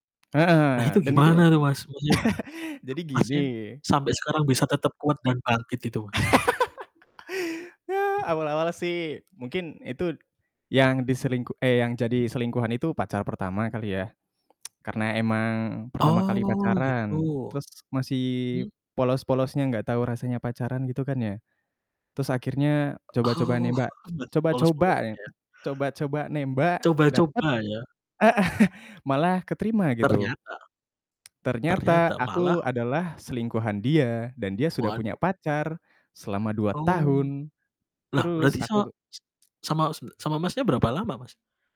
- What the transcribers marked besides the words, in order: chuckle; distorted speech; other background noise; laugh; laughing while speaking: "Ya"; tsk; laughing while speaking: "Oh"; laughing while speaking: "heeh"
- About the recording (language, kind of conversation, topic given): Indonesian, unstructured, Bagaimana kamu mengatasi sakit hati setelah mengetahui pasangan tidak setia?